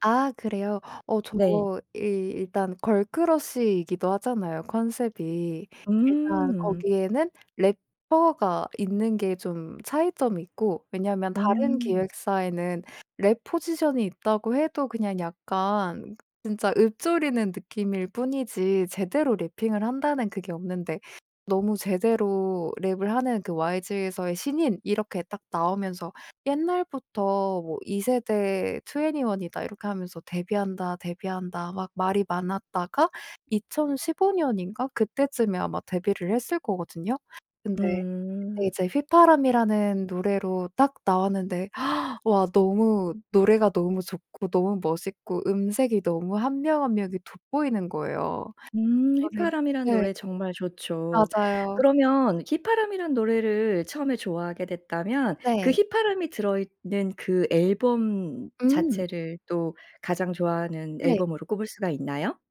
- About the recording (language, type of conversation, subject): Korean, podcast, 좋아하는 가수나 밴드에 대해 이야기해 주실 수 있나요?
- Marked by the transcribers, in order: other background noise; background speech